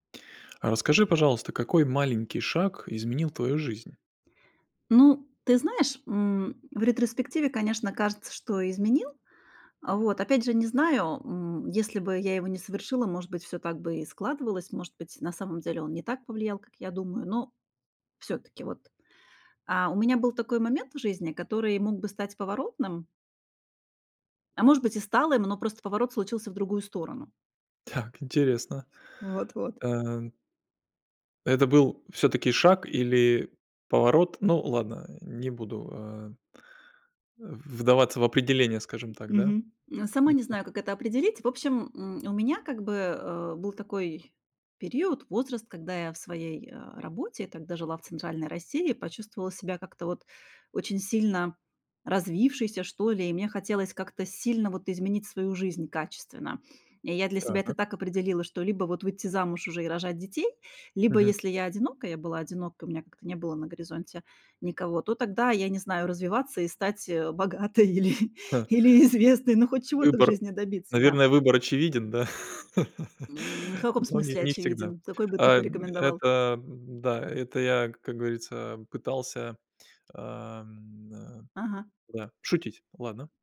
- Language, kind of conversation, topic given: Russian, podcast, Какой маленький шаг изменил твою жизнь?
- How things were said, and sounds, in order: other background noise; laughing while speaking: "или"; laugh